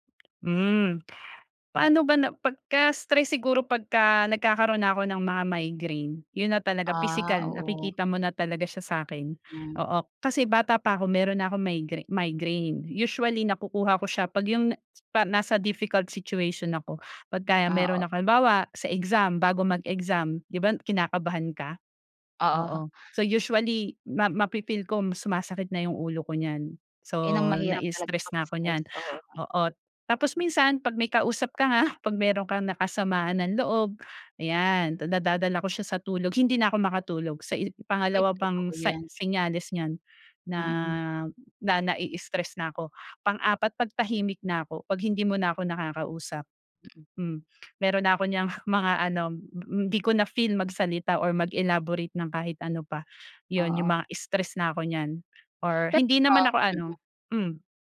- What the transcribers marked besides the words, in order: laughing while speaking: "Oo"
- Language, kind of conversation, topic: Filipino, podcast, Ano ang ginagawa mo kapag sobrang stress ka na?